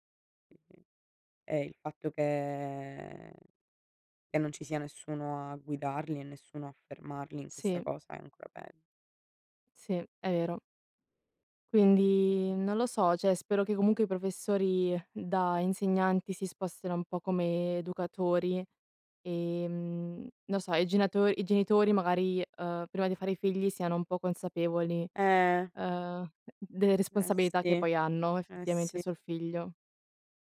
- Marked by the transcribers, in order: other background noise; "cioè" said as "ceh"
- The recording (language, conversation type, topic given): Italian, unstructured, Come si può combattere il bullismo nelle scuole?